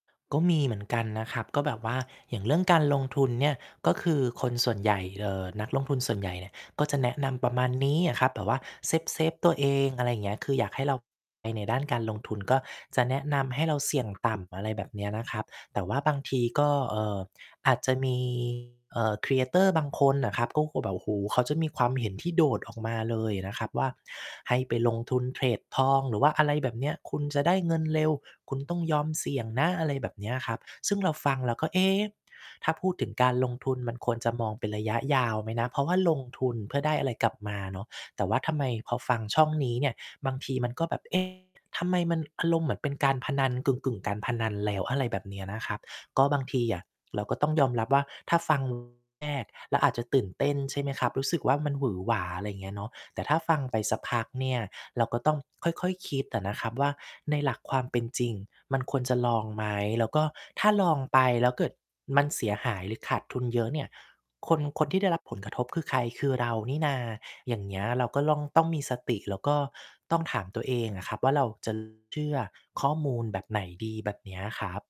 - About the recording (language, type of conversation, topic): Thai, podcast, คุณคิดอย่างไรกับการเรียนฟรีบนอินเทอร์เน็ตในปัจจุบัน?
- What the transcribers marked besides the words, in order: distorted speech; in English: "Creator"; mechanical hum; tapping